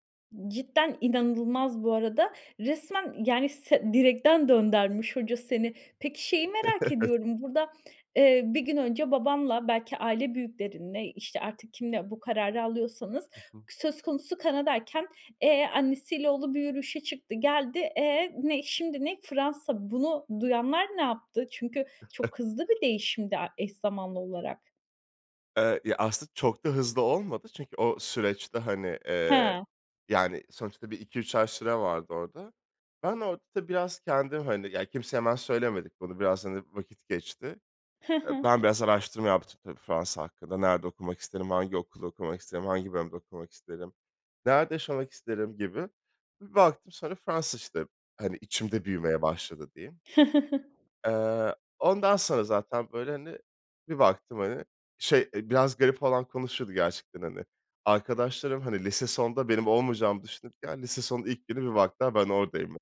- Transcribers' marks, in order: tapping; chuckle; chuckle; chuckle; other background noise
- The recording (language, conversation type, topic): Turkish, podcast, Beklenmedik bir karşılaşmanın hayatını değiştirdiği zamanı anlatır mısın?